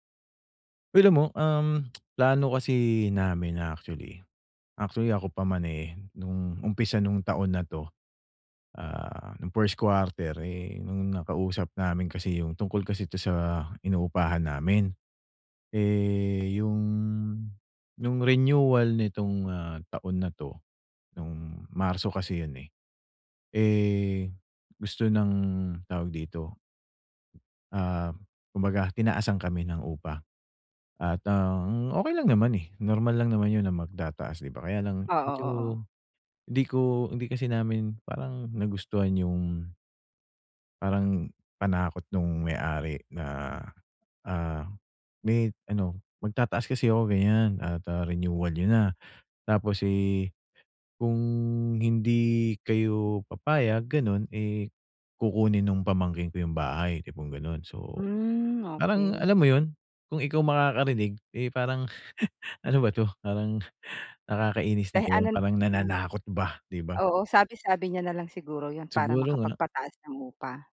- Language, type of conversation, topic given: Filipino, advice, Paano ko maayos na maaayos at maiimpake ang mga gamit ko para sa paglipat?
- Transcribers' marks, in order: tsk; laugh; laughing while speaking: "ano ba 'to? Parang"